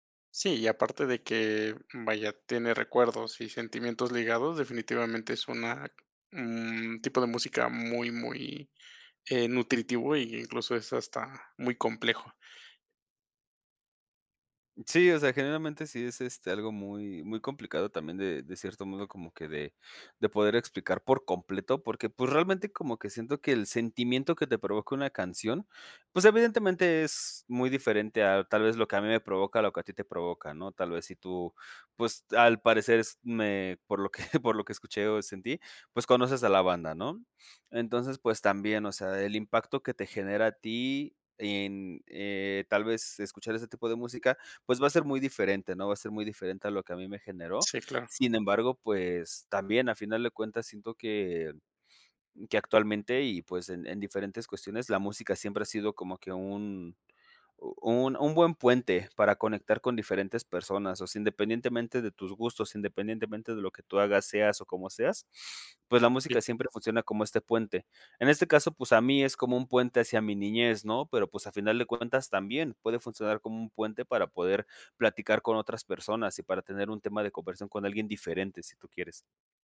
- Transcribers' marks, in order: giggle; sniff; sniff; sniff
- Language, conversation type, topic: Spanish, podcast, ¿Qué canción o música te recuerda a tu infancia y por qué?